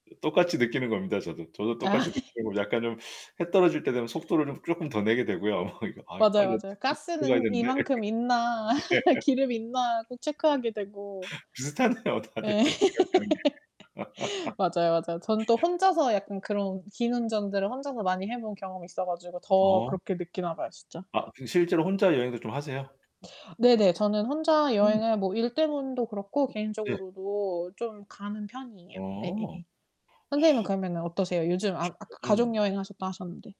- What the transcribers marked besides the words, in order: static; other background noise; laugh; distorted speech; laugh; laugh; laughing while speaking: "예. 비슷하네요. 다들"; laugh; other noise
- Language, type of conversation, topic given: Korean, unstructured, 여행 중에 가장 놀라운 풍경을 본 곳은 어디였나요?